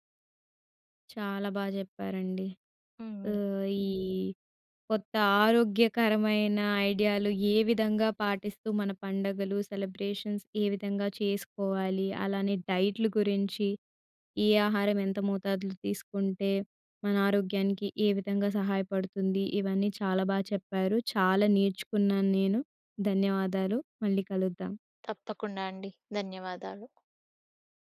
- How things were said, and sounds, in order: in English: "సెలబ్రేషన్స్"; in English: "డైట్‌లు"
- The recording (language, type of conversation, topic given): Telugu, podcast, సెలబ్రేషన్లలో ఆరోగ్యకరంగా తినడానికి మంచి సూచనలు ఏమేమి ఉన్నాయి?